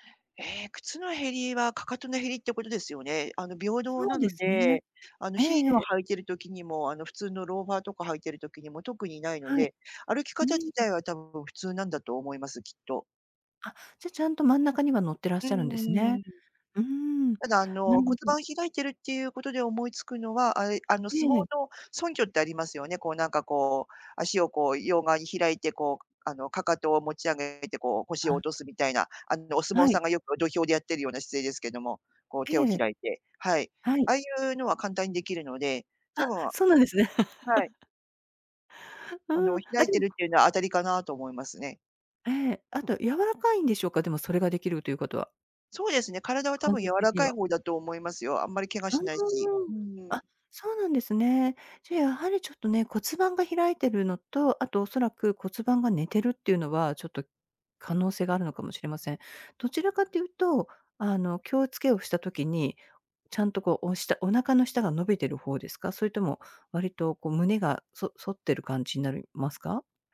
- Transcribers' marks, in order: laugh; tapping
- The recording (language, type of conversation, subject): Japanese, advice, 運動しているのに体重や見た目に変化が出ないのはなぜですか？